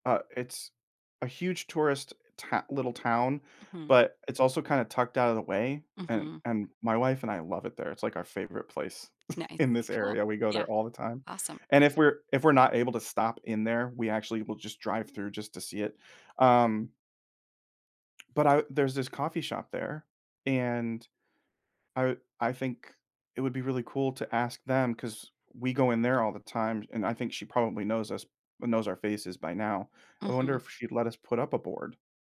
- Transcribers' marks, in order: chuckle
- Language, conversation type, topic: English, advice, How do I make friends and feel less lonely after moving to a new city?
- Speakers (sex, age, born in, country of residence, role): female, 50-54, United States, United States, advisor; male, 35-39, United States, United States, user